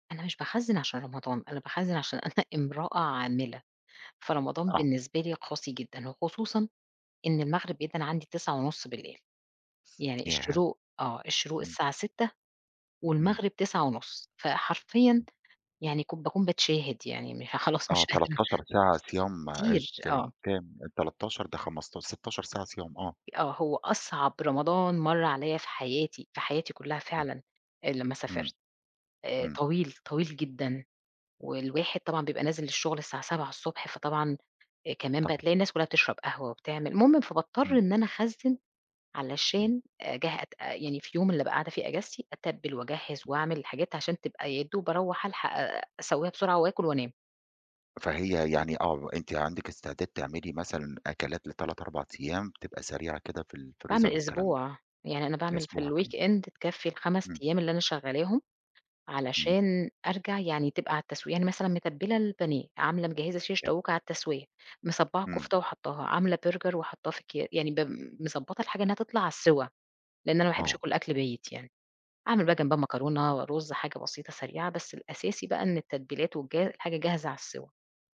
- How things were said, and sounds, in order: laughing while speaking: "أنا"; tapping; unintelligible speech; in English: "الweekend"
- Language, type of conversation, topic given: Arabic, podcast, إزاي بتجهّز لمشتريات البيت عشان ما تصرفش كتير؟